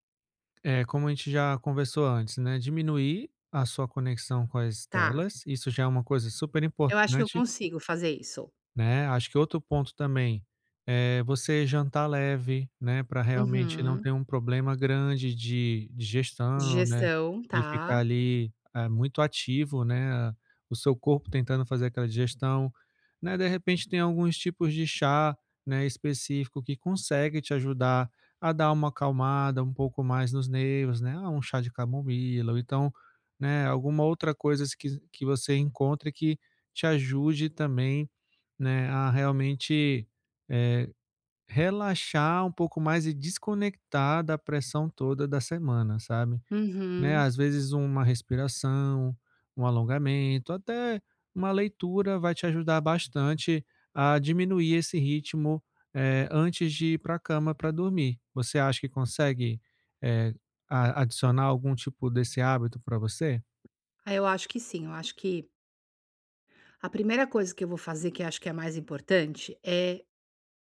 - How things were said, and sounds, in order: tapping; other background noise
- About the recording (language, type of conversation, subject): Portuguese, advice, Como posso estabelecer hábitos calmantes antes de dormir todas as noites?